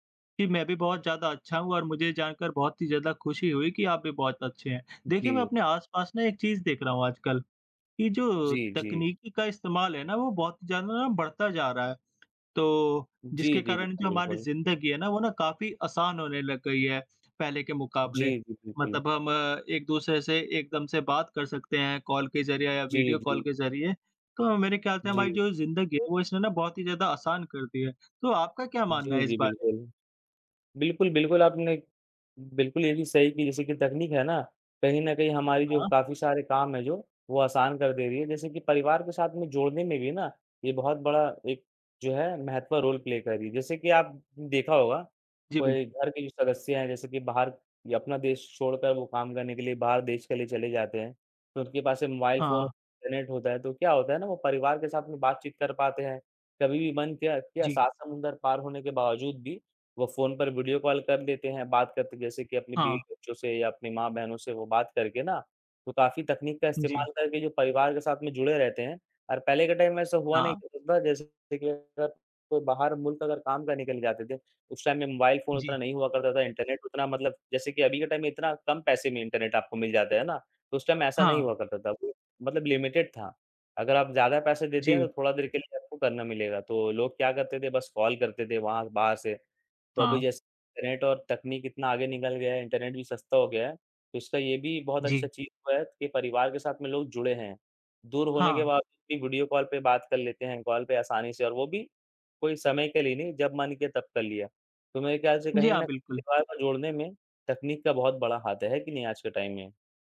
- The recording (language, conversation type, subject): Hindi, unstructured, तकनीक ने परिवार से जुड़े रहने के तरीके को कैसे बदला है?
- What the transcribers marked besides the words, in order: in English: "रोल प्ले"; in English: "टाइम"; unintelligible speech; in English: "टाइम"; in English: "टाइम"; in English: "टाइम"; unintelligible speech; in English: "लिमिटेड"; in English: "टाइम"